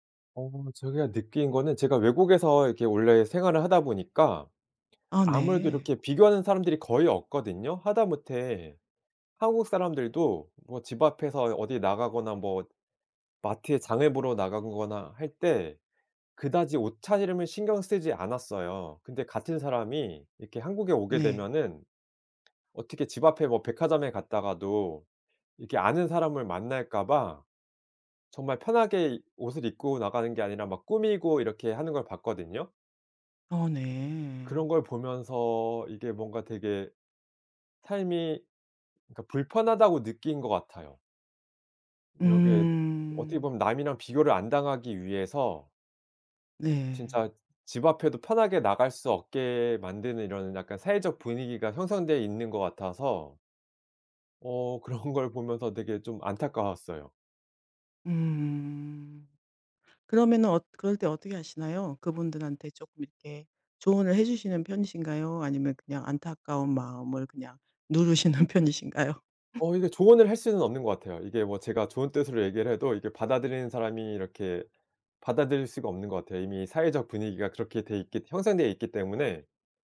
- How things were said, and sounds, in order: other background noise; "이렇게" said as "이러게"; laughing while speaking: "그런"; laughing while speaking: "누르시는 편이신가요?"; laugh
- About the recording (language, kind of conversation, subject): Korean, podcast, 다른 사람과의 비교를 멈추려면 어떻게 해야 할까요?